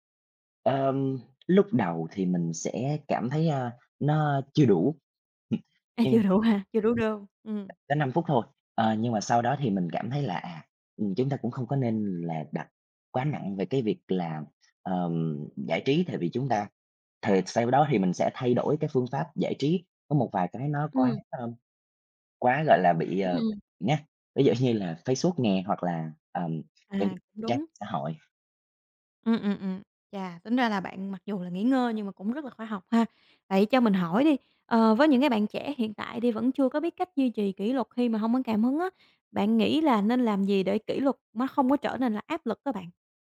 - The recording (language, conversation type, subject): Vietnamese, podcast, Làm sao bạn duy trì kỷ luật khi không có cảm hứng?
- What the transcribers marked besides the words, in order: tapping; laugh; other background noise